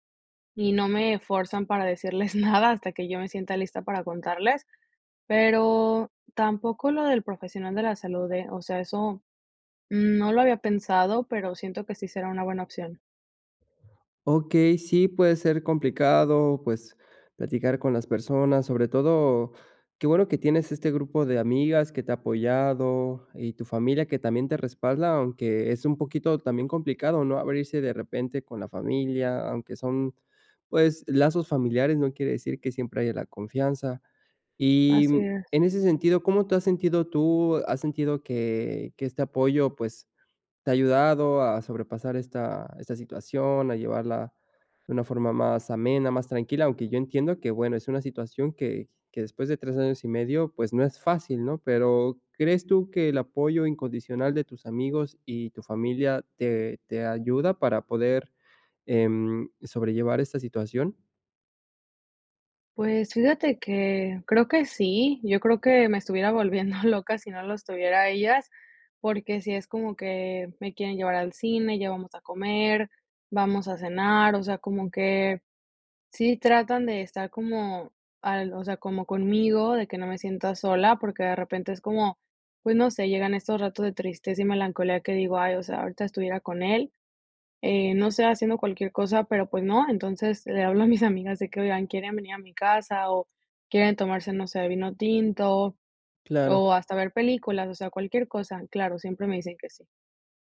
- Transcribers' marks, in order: laughing while speaking: "volviendo loca"; laughing while speaking: "le hablo a mis amigas"
- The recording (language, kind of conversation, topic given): Spanish, advice, ¿Cómo puedo afrontar la ruptura de una relación larga?